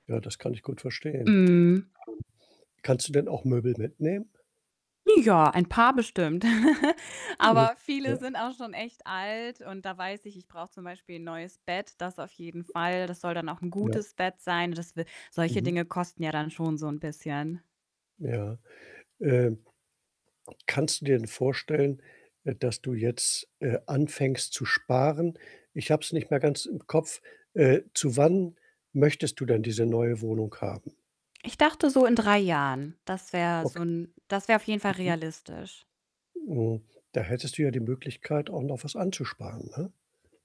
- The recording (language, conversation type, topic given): German, advice, Welche Schwierigkeiten hast du beim Sparen für die Anzahlung auf eine Wohnung?
- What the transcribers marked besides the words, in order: static; distorted speech; other noise; other background noise; laugh; tapping